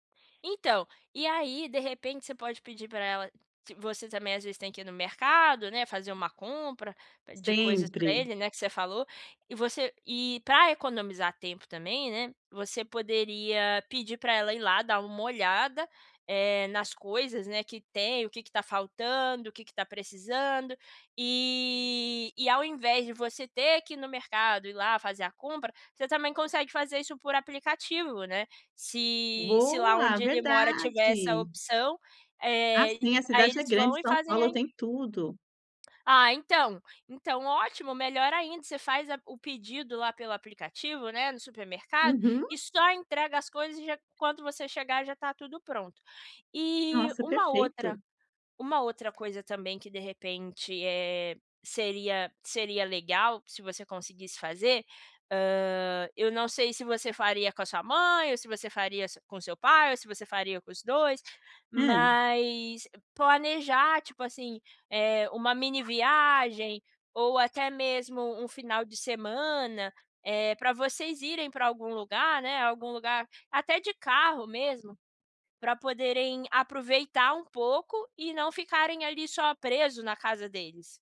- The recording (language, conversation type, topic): Portuguese, advice, Como posso planejar uma viagem sem ficar estressado?
- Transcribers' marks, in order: none